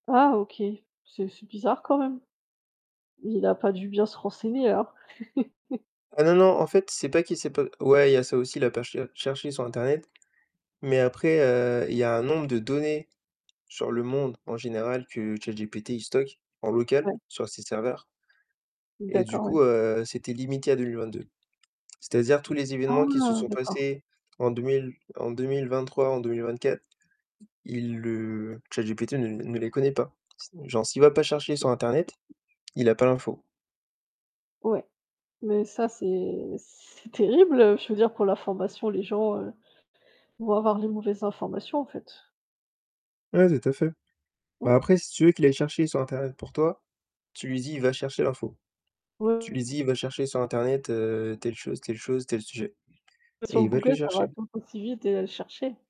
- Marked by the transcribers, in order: laugh; tapping; distorted speech
- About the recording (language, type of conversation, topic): French, unstructured, Penses-tu que les robots aideront ou remplaceront un jour les humains ?